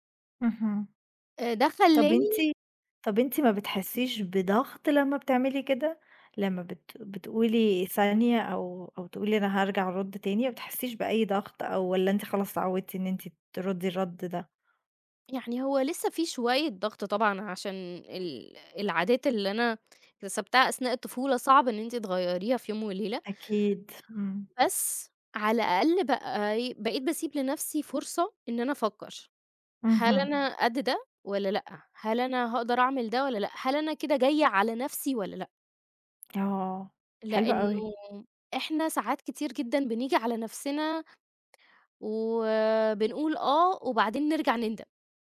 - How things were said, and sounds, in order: tapping
- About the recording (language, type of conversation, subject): Arabic, podcast, إزاي بتعرف إمتى تقول أيوه وإمتى تقول لأ؟